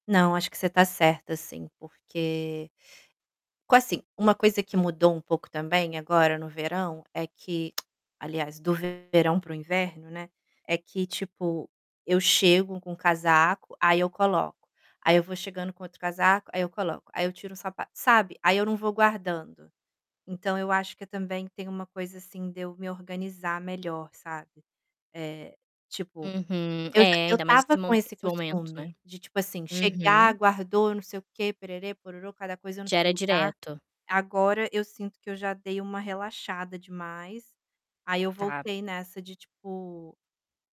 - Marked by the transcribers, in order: tongue click; distorted speech
- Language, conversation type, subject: Portuguese, advice, Como posso criar o hábito de manter o espaço de trabalho e a casa organizados e limpos?